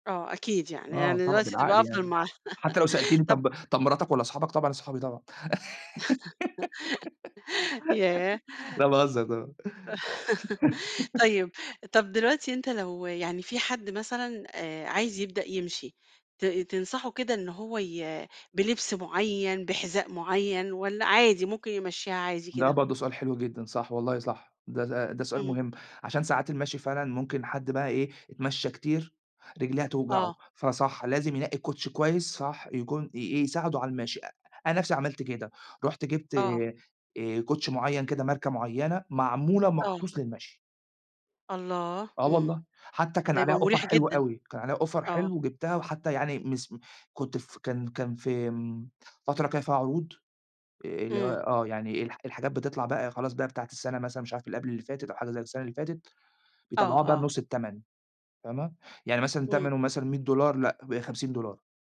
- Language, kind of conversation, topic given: Arabic, podcast, إيه فوائد المشي كل يوم وإزاي نخليه عادة ثابتة؟
- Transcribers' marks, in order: laugh; laugh; giggle; laugh; in English: "offer"; in English: "offer"